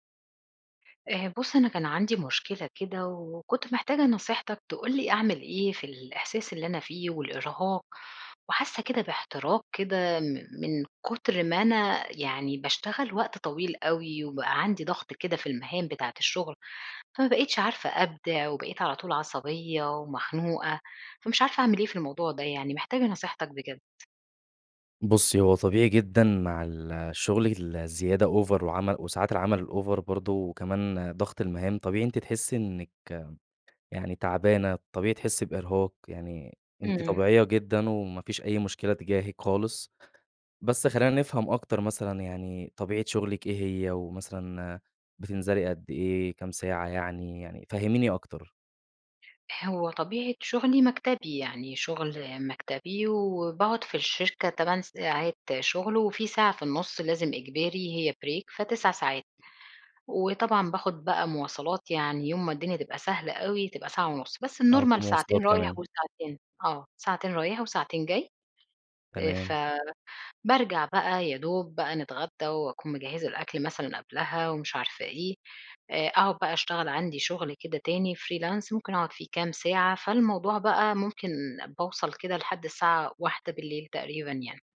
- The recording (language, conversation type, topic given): Arabic, advice, إزاي بتوصف إحساسك بالإرهاق والاحتراق الوظيفي بسبب ساعات الشغل الطويلة وضغط المهام؟
- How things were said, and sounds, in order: in English: "over"; in English: "الover"; in English: "break"; in English: "الnormal"; other background noise; in English: "freelance"